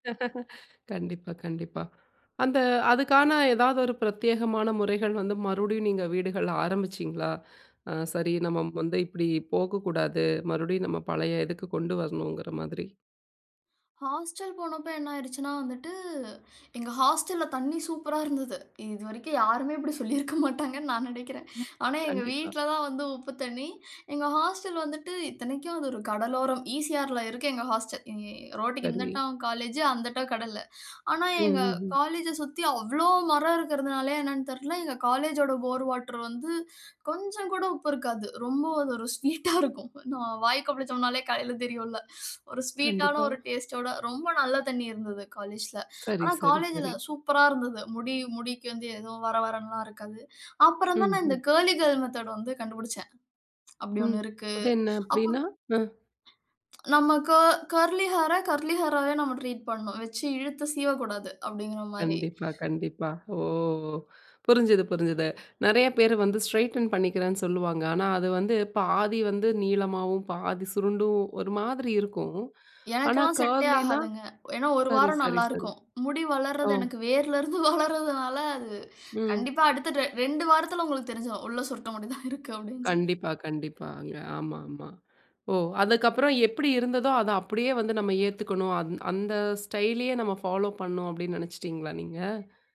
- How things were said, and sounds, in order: laugh; laughing while speaking: "இதுவரைக்கும் யாருமே இப்படி சொல்லிருக்க மாட்டாங்கன்னு நான் நினைக்கிறேன்"; in English: "போர் வாட்டர்"; laughing while speaking: "ரொம்ப அது ஒரு ஸ்வீட்டா இருக்கும் … வர வரன்னுலாம் இருக்காது"; in English: "கர்லி கேர்ள் மெத்தட்"; other noise; in English: "கர்லி ஹேர, கர்லி ஹேராவே"; in English: "ட்ரீட்"; in English: "ஸ்ட்ரெய்டன்"; in English: "செட்டே"; in English: "கர்லினா"; laughing while speaking: "முடி வளர்றது எனக்கு வேரில இருந்து … இருக்கு, அப்பிடீன்னு சொல்லி"; in English: "ஸ்டைல்லயே"; in English: "பாலோ"
- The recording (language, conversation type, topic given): Tamil, podcast, இனி வெளிப்படப்போகும் உங்கள் ஸ்டைல் எப்படியிருக்கும் என்று நீங்கள் எதிர்பார்க்கிறீர்கள்?